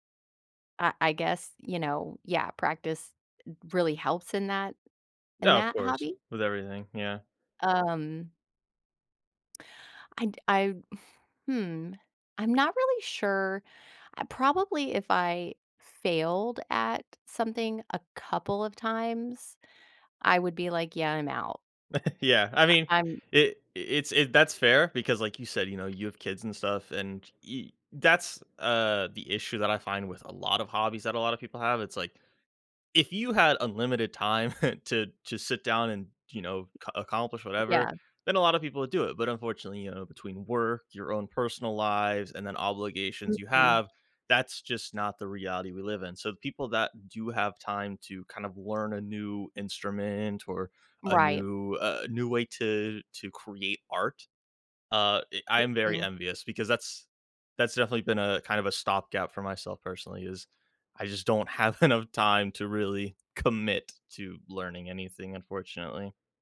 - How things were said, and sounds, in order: exhale; chuckle; other background noise; chuckle; laughing while speaking: "enough"; tapping
- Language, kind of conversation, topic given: English, unstructured, How can a hobby help me handle failure and track progress?
- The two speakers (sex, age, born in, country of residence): female, 45-49, United States, United States; male, 25-29, United States, United States